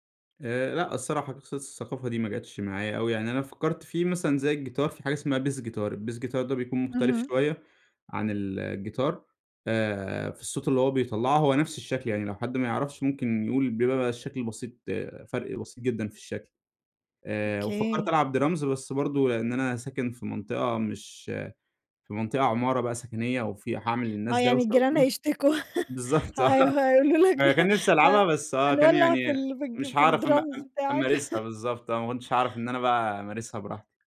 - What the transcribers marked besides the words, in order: in English: "bass guitar، الbass guitar"; in English: "drums"; laugh; laughing while speaking: "بالضبط، آه"; laughing while speaking: "ها هاي هيقولوا لك: آآ، هنولّع في الج في في الdrums بتاعك"; in English: "الdrums"; chuckle
- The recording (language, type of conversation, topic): Arabic, podcast, احكيلنا عن أول مرة حاولت تعزف على آلة موسيقية؟